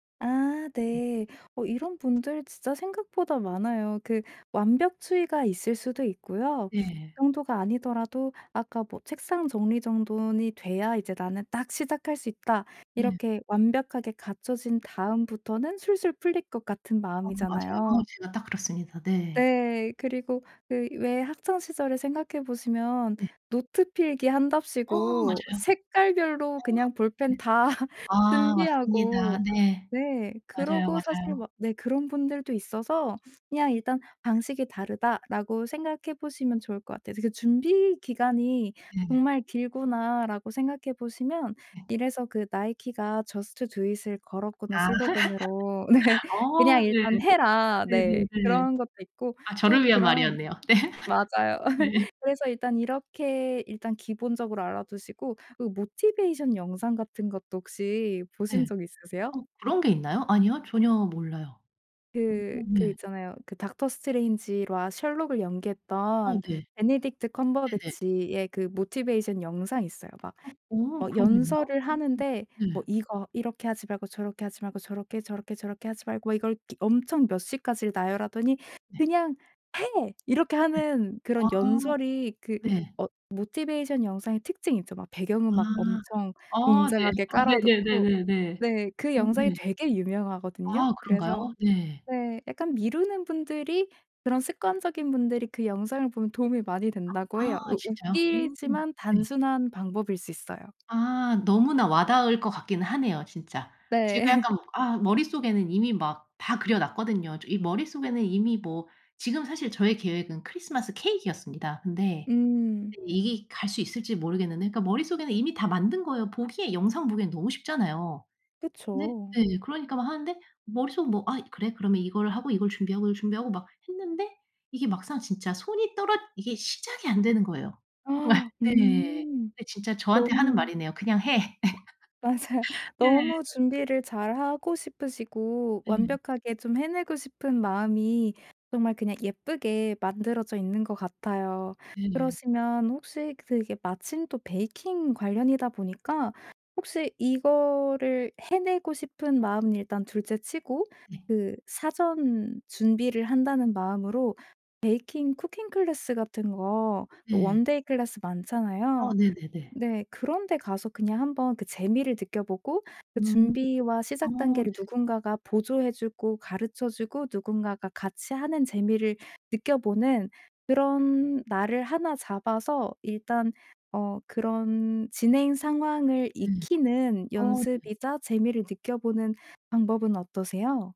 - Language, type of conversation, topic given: Korean, advice, 왜 일을 시작하는 것을 계속 미루고 회피하게 될까요, 어떻게 도움을 받을 수 있을까요?
- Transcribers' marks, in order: other background noise; laughing while speaking: "다"; in English: "Just do it"; laugh; laughing while speaking: "네"; laugh; laughing while speaking: "네. 네"; in English: "Motivation"; in English: "Motivation"; put-on voice: "그냥 해!"; in English: "Motivation"; gasp; laugh; gasp; laugh; laughing while speaking: "맞아요"; laugh; laughing while speaking: "네"